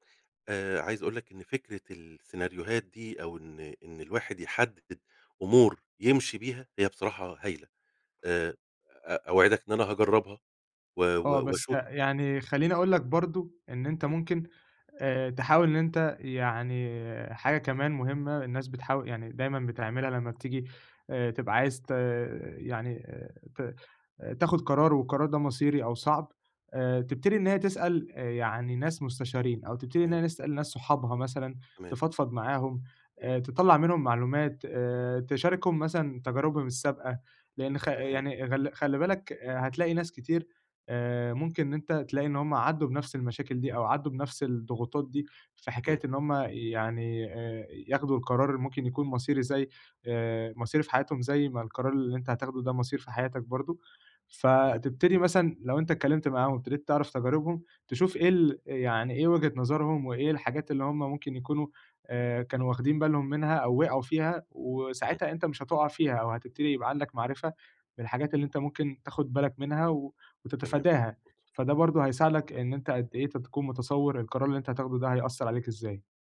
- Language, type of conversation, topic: Arabic, advice, إزاي أتخيّل نتائج قرارات الحياة الكبيرة في المستقبل وأختار الأحسن؟
- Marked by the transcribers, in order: tapping; unintelligible speech